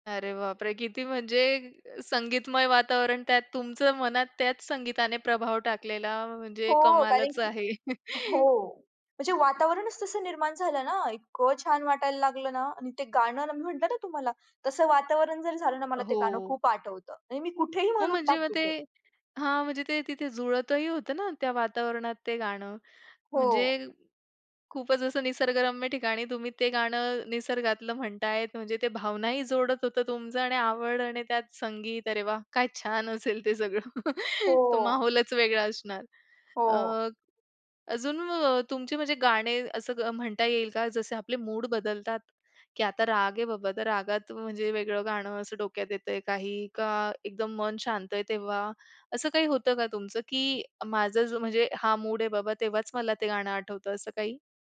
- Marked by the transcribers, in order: chuckle; laughing while speaking: "काय छान असेल ते सगळं"; chuckle; other background noise
- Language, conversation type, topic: Marathi, podcast, चित्रपटातील गाणी तुमच्या संगीताच्या आवडीवर परिणाम करतात का?